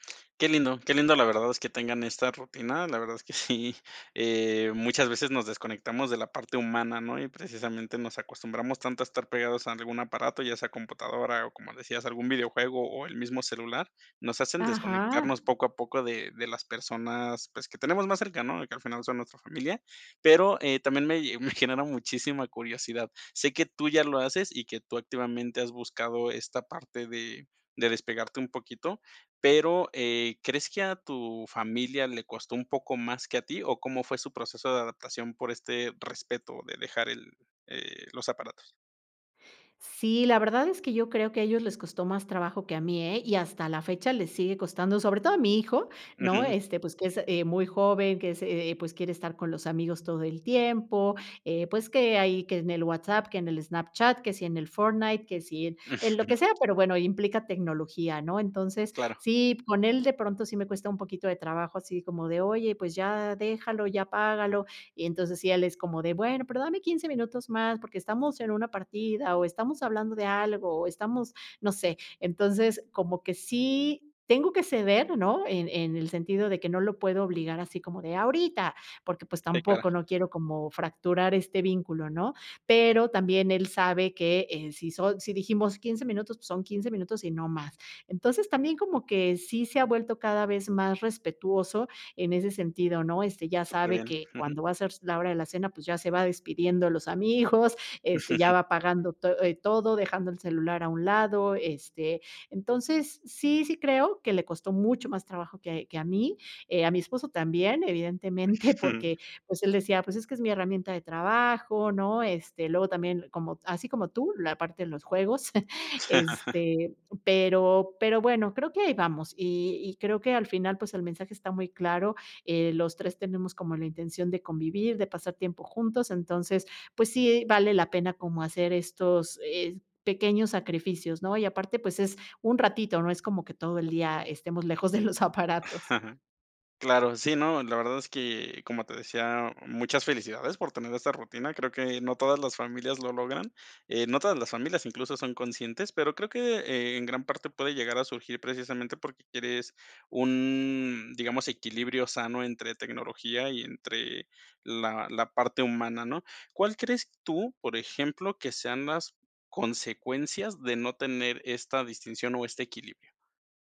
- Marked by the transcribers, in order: tapping; chuckle; drawn out: "Ajá"; chuckle; other background noise; laugh; laughing while speaking: "amigos"; laugh; giggle; laughing while speaking: "de los aparatos"; laugh
- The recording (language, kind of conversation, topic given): Spanish, podcast, ¿Qué haces para desconectarte del celular por la noche?